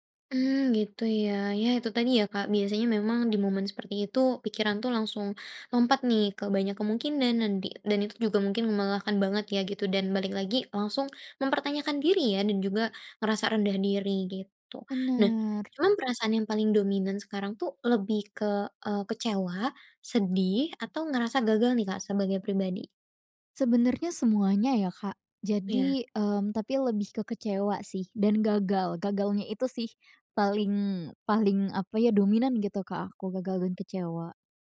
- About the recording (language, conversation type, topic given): Indonesian, advice, Bagaimana caranya menjadikan kegagalan sebagai pelajaran untuk maju?
- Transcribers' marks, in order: none